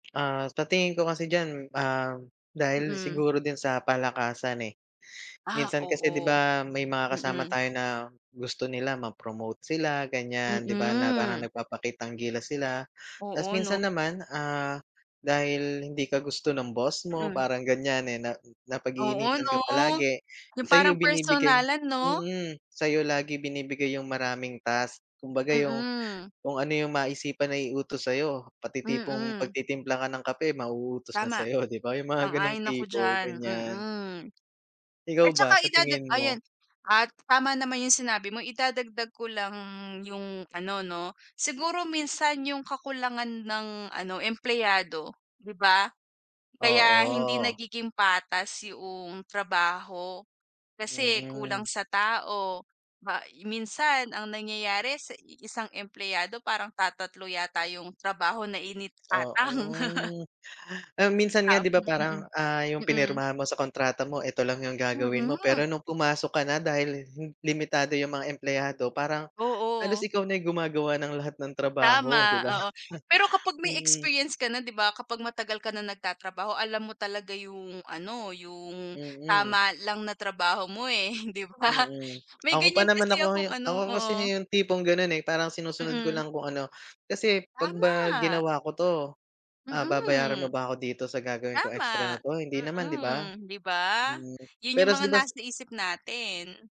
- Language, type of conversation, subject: Filipino, unstructured, Paano mo hinaharap ang hindi patas na pagtrato sa trabaho?
- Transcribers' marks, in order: tapping; laugh; laugh; laughing while speaking: "eh, 'di ba?"